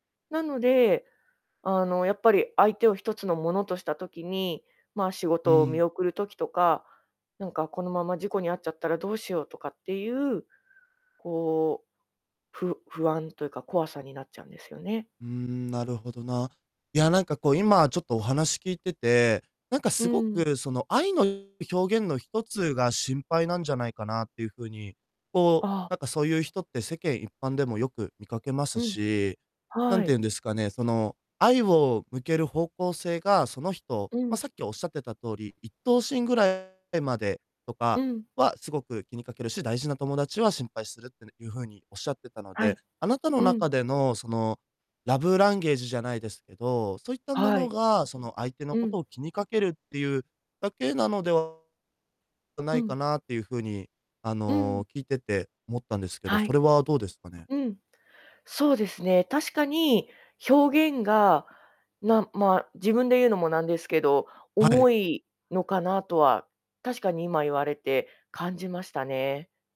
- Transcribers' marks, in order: distorted speech
- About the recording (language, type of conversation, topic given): Japanese, advice, 老いや死を意識してしまい、人生の目的が見つけられないと感じるのはなぜですか？